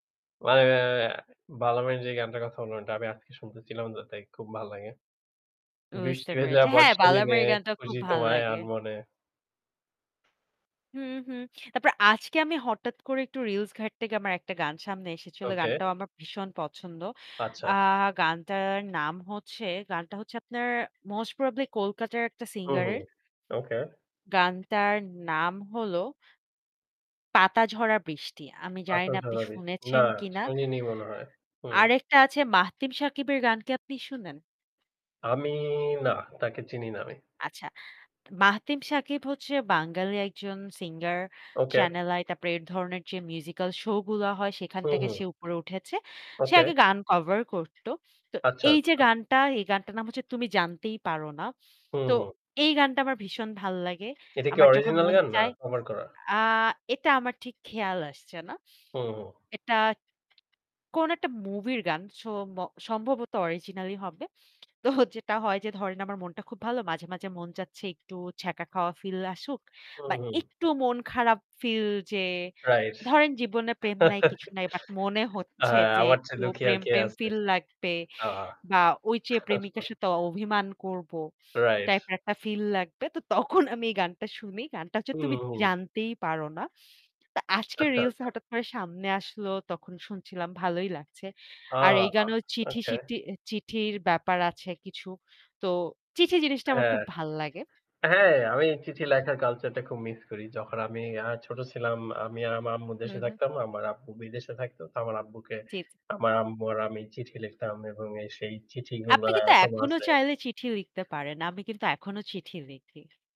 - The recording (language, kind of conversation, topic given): Bengali, unstructured, আপনার প্রিয় গানের ধরন কী, এবং কেন?
- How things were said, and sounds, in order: distorted speech; static; singing: "বৃষ্টি ভেজা বর্ষা নিনে, খুঁজি তোমায় আনমনে"; "দিনে" said as "নিনে"; other background noise; laughing while speaking: "তো"; chuckle; chuckle; laughing while speaking: "তখন"